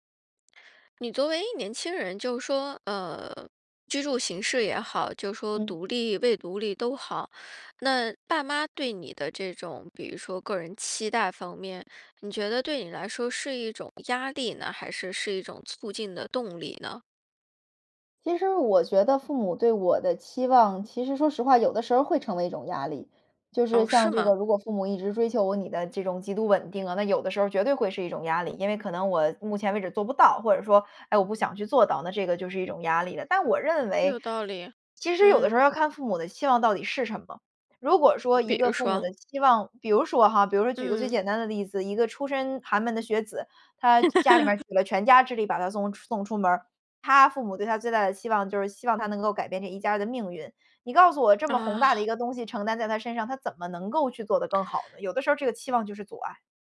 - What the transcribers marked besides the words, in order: other background noise; laugh
- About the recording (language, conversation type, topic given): Chinese, podcast, 爸妈对你最大的期望是什么?